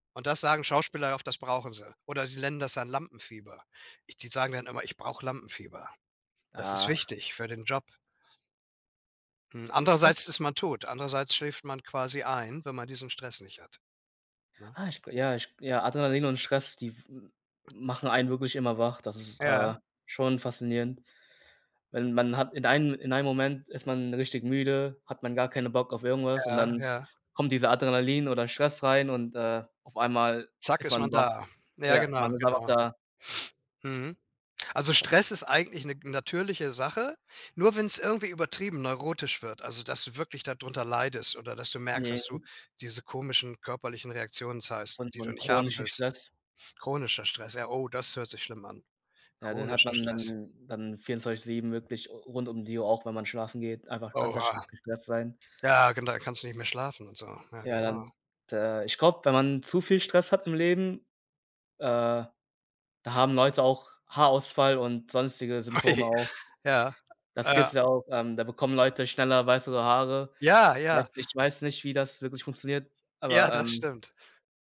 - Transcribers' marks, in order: unintelligible speech; other background noise; tapping; unintelligible speech; unintelligible speech; laughing while speaking: "Ai"
- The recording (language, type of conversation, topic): German, unstructured, Wie gehst du im Alltag mit Stress um?